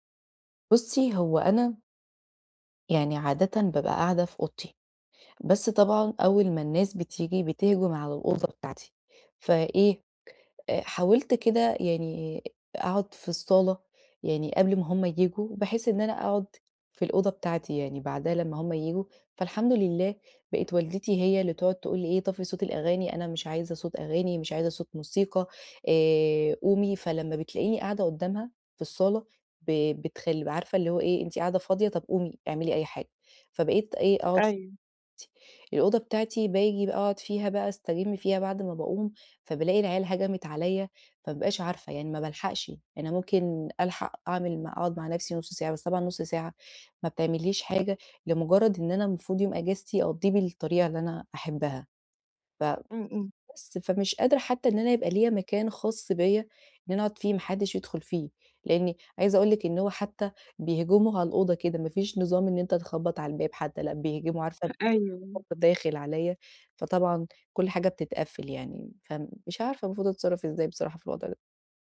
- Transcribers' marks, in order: unintelligible speech; other noise; unintelligible speech
- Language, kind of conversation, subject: Arabic, advice, ليه مش بعرف أسترخي وأستمتع بالمزيكا والكتب في البيت، وإزاي أبدأ؟